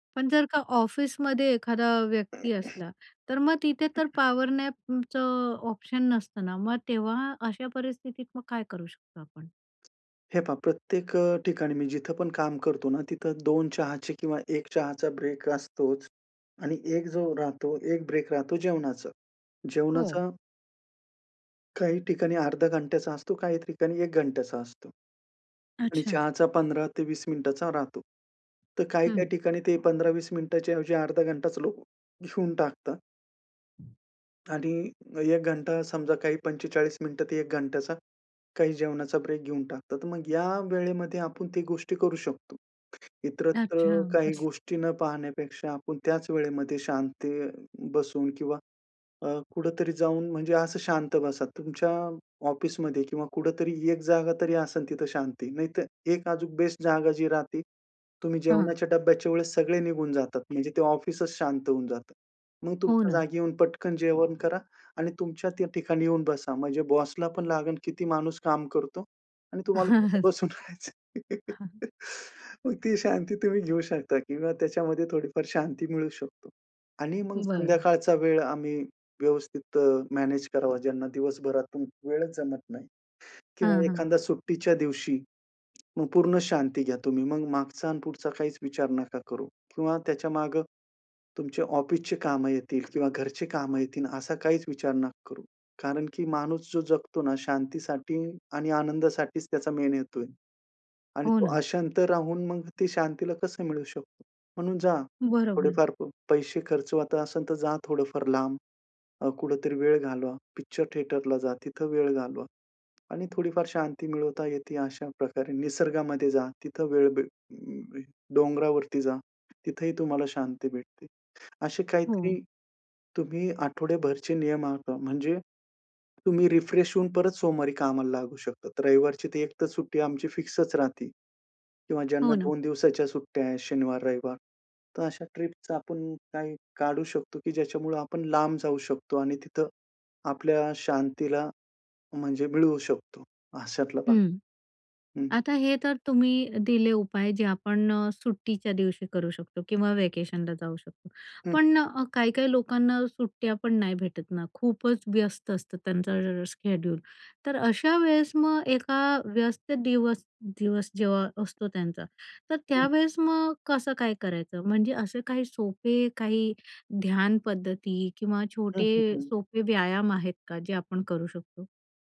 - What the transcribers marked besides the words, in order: throat clearing; other background noise; in English: "पॉवर नॅपचं ऑप्शन"; sneeze; in English: "ऑफिसमध्ये"; chuckle; laughing while speaking: "बसून राहायचं आहे. मग ती शांती तुम्ही घेऊ शकता"; in English: "थिएटरला"; in English: "रिफ्रेश"; in English: "फिक्सच"; in English: "व्हॅकेशनला"; unintelligible speech; in English: "शेड्यूल"
- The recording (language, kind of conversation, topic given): Marathi, podcast, एक व्यस्त दिवसभरात तुम्ही थोडी शांतता कशी मिळवता?